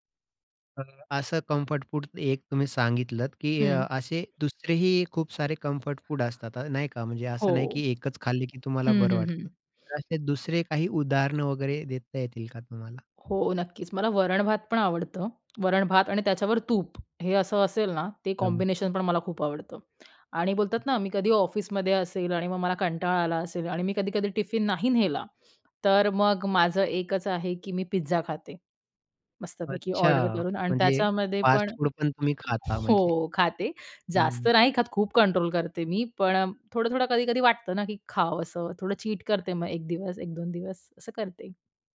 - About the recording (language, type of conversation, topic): Marathi, podcast, तुमचं ‘मनाला दिलासा देणारं’ आवडतं अन्न कोणतं आहे, आणि ते तुम्हाला का आवडतं?
- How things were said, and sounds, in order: in English: "कम्फर्ट"; in English: "कम्फर्ट"; tapping; other background noise; unintelligible speech; in English: "कॉम्बिनेशन"; wind; in English: "चीट"